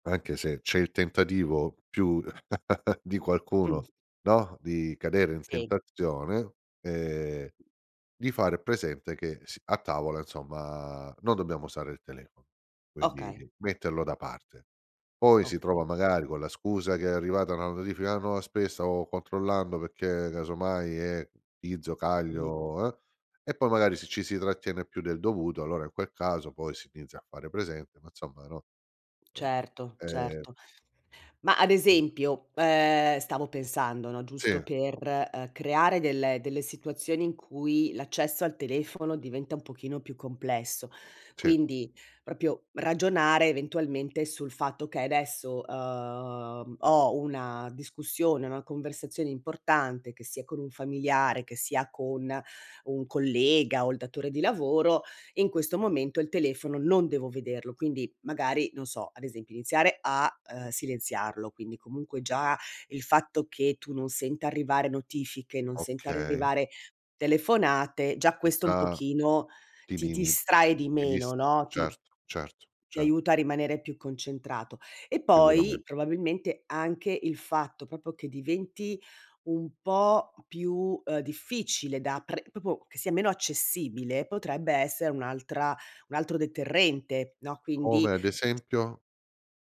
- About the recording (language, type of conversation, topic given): Italian, advice, Perché controllo compulsivamente lo smartphone durante conversazioni importanti?
- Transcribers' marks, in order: chuckle; other background noise; "proprio" said as "propio"; "adesso" said as "edesso"; "proprio" said as "propo"; "proprio" said as "popo"